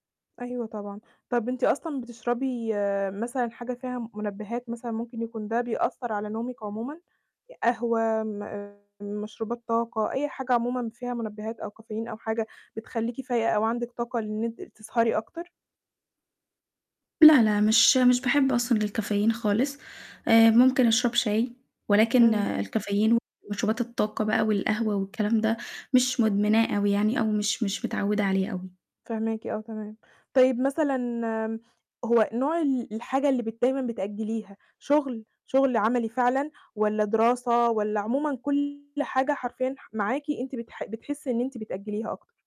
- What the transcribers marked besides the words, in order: distorted speech; tapping; static
- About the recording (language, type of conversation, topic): Arabic, advice, إيه اللي مخلّيك بتأجّل أهداف مهمة عندك على طول؟